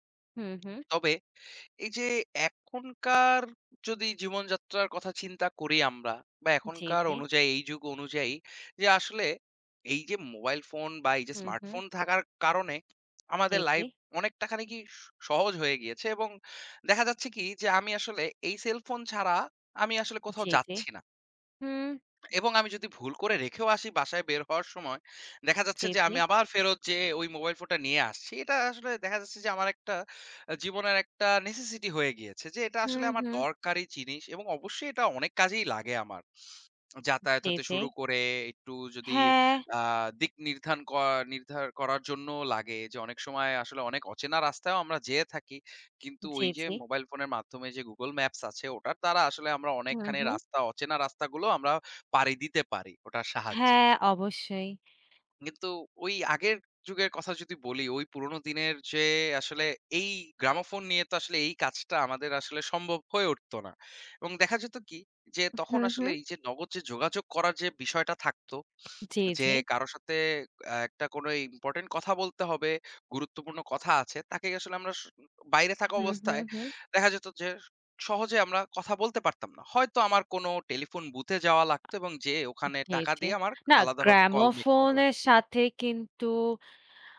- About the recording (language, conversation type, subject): Bengali, unstructured, প্রযুক্তি আমাদের দৈনন্দিন জীবনে কীভাবে পরিবর্তন এনেছে?
- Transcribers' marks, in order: tapping; in English: "necessity"; lip smack; "নির্ধারন" said as "নির্ধান"; "নির্ধারন" said as "নির্ধার"; in English: "call make"